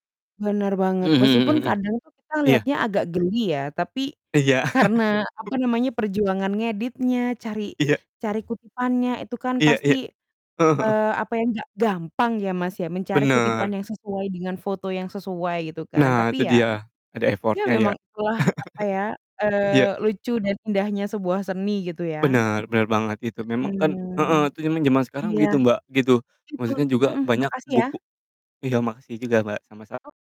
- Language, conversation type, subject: Indonesian, unstructured, Bagaimana seni dapat menjadi cara untuk menyampaikan emosi?
- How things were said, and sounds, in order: distorted speech; chuckle; other background noise; in English: "effort-nya"; chuckle